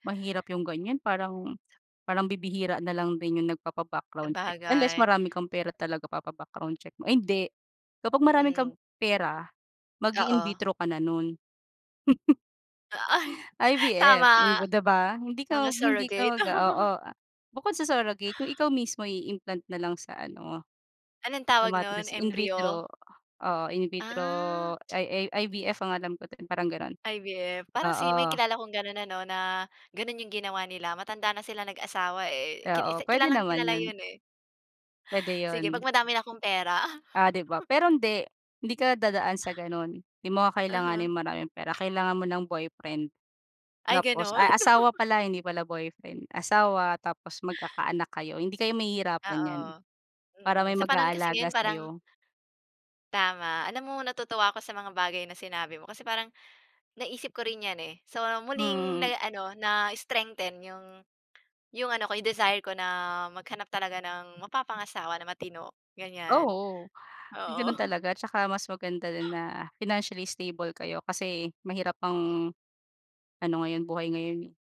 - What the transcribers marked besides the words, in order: laugh; tapping; laugh; wind; chuckle; other background noise; laugh; chuckle
- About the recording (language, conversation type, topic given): Filipino, unstructured, Ano ang pinakakinatatakutan mong mangyari sa kinabukasan mo?